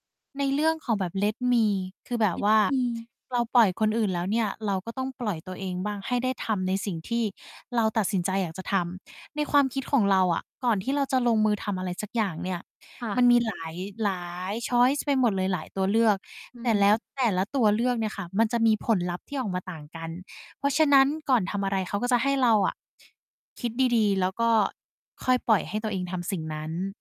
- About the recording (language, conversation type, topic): Thai, podcast, มีนิสัยเล็กๆ แบบไหนที่ช่วยให้คุณเติบโตขึ้นทุกวัน?
- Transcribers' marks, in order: in English: "let me"; distorted speech; in English: "Let me"; in English: "ชอยซ์"